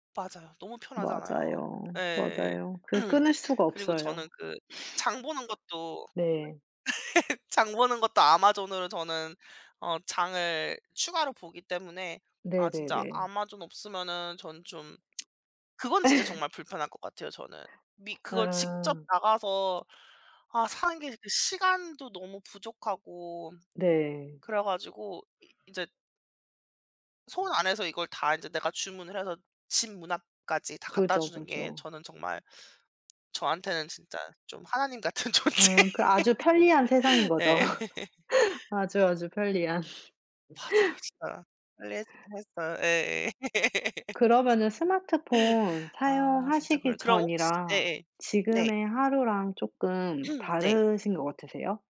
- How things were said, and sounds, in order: tapping; other background noise; throat clearing; unintelligible speech; laugh; sniff; lip smack; laugh; laughing while speaking: "존재. 예"; laughing while speaking: "거죠"; laugh; laughing while speaking: "편리한"; laugh; laughing while speaking: "예예"; laugh; throat clearing
- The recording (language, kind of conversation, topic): Korean, unstructured, 스마트폰이 당신의 하루를 어떻게 바꾸었나요?